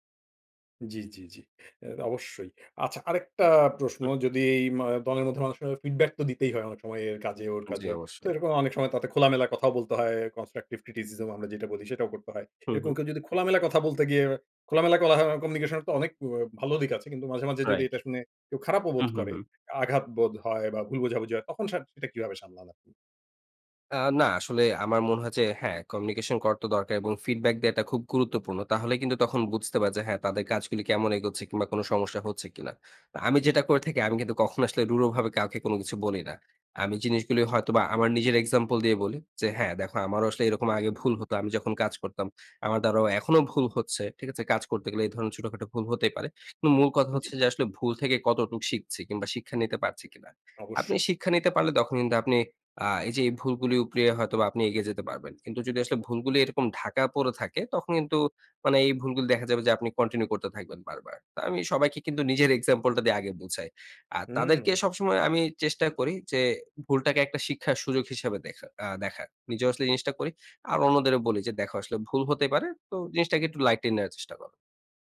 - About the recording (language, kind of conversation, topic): Bengali, podcast, কীভাবে দলের মধ্যে খোলামেলা যোগাযোগ রাখা যায়?
- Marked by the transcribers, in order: in English: "কনস্ট্রাকটিভ ক্রিটিসিজম"; in English: "কমিউনিকেশন"; in English: "communication"; in English: "feedback"; in English: "example"; in English: "continue"; in English: "example"; in English: "lightly"